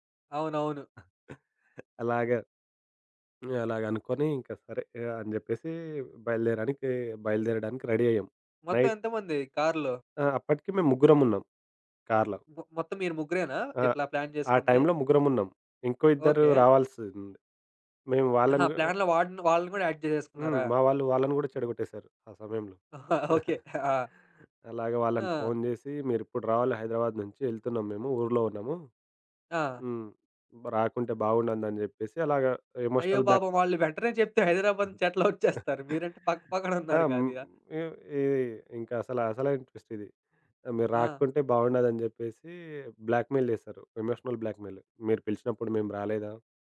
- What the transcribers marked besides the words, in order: chuckle; in English: "రెడీ"; in English: "నైట్"; in English: "ప్లాన్"; in English: "ప్లాన్‌లో"; in English: "యాడ్"; laughing while speaking: "ఓకే. ఆ!"; chuckle; in English: "ఎమోషనల్"; giggle; laughing while speaking: "ఎట్లా ఒచ్చేస్తారు? మీరంటే పక్క పక్కన ఉన్నారు కాదుగా"; in English: "ట్విస్ట్"; in English: "బ్లాక్ మె‌యిల్"; in English: "ఎమోషనల్ బ్లాక్‌మె‌యిల్"; tapping
- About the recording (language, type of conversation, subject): Telugu, podcast, మీ ప్రణాళిక విఫలమైన తర్వాత మీరు కొత్త మార్గాన్ని ఎలా ఎంచుకున్నారు?